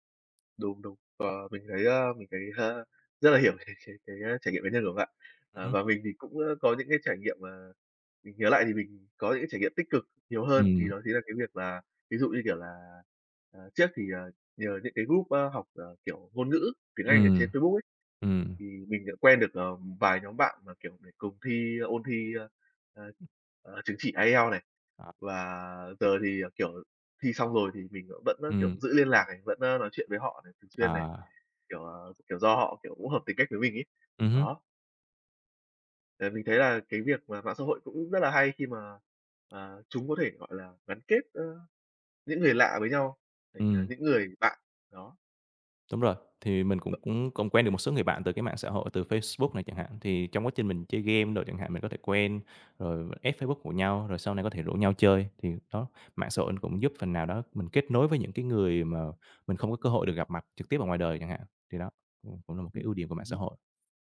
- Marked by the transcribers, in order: laughing while speaking: "à"; in English: "group"; tapping; unintelligible speech; in English: "add"
- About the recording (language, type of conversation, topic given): Vietnamese, unstructured, Bạn thấy ảnh hưởng của mạng xã hội đến các mối quan hệ như thế nào?